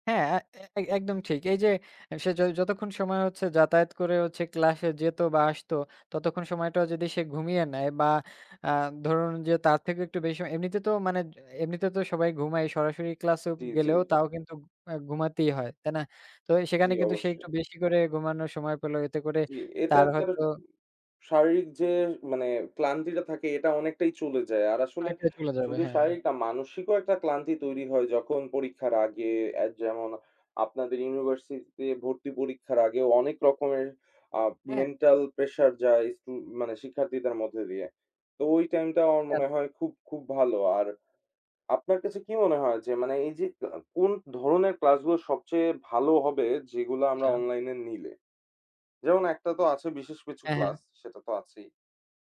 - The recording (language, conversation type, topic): Bengali, unstructured, অনলাইন ক্লাস কি সরাসরি পড়াশোনার কার্যকর বিকল্প হতে পারে?
- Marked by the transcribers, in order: "ক্লাসে" said as "ক্লাসো"